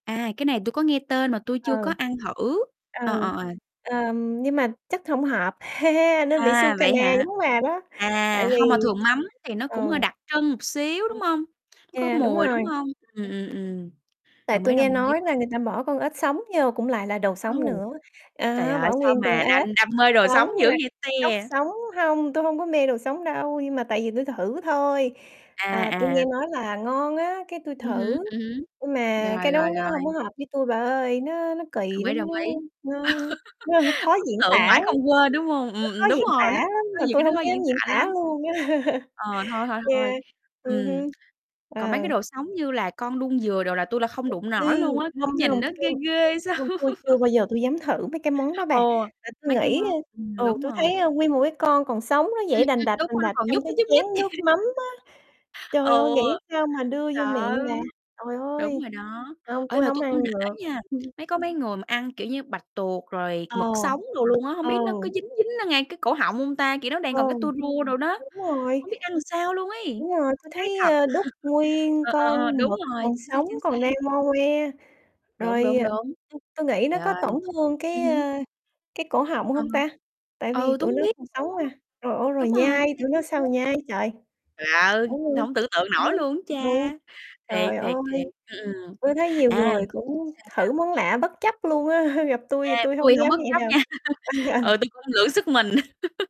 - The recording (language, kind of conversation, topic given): Vietnamese, unstructured, Bạn có nhớ món ăn nào từng khiến bạn bất ngờ về hương vị không?
- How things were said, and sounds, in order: tapping; other background noise; mechanical hum; unintelligible speech; laugh; unintelligible speech; distorted speech; laugh; laughing while speaking: "Ấn"; static; lip smack; laugh; laughing while speaking: "sao"; laugh; laugh; laughing while speaking: "Ừ"; unintelligible speech; chuckle; unintelligible speech; laughing while speaking: "á"; laugh